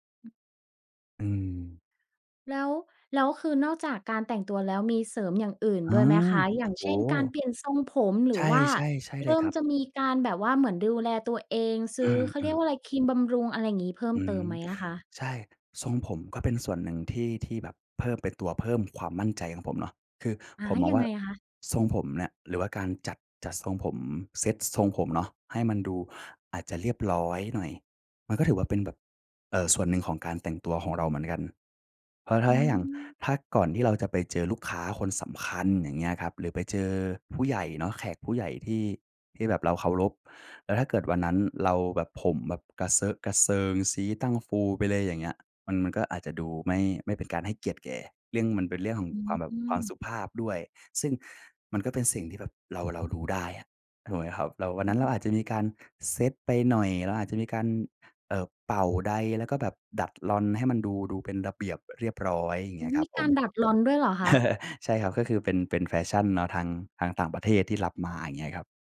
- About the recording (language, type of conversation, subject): Thai, podcast, การแต่งตัวส่งผลต่อความมั่นใจของคุณมากแค่ไหน?
- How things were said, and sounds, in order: other background noise; chuckle